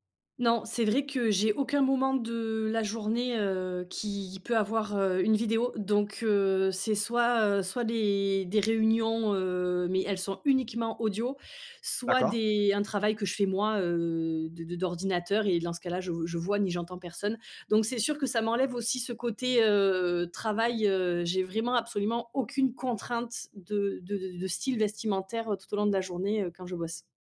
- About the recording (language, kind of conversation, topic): French, podcast, Comment choisis-tu entre confort et élégance le matin ?
- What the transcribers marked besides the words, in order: tapping